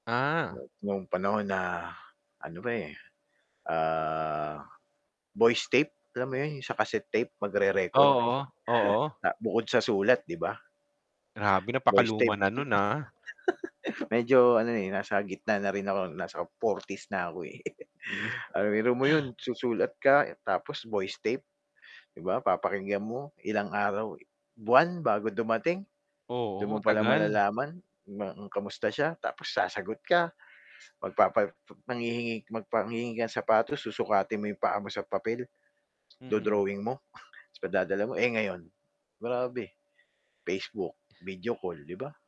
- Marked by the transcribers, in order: mechanical hum; other background noise; static; chuckle; chuckle; chuckle; background speech; tapping
- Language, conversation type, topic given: Filipino, unstructured, Paano mo tinitingnan ang mga pagbabago sa mga tradisyon ng Pasko sa kasalukuyan?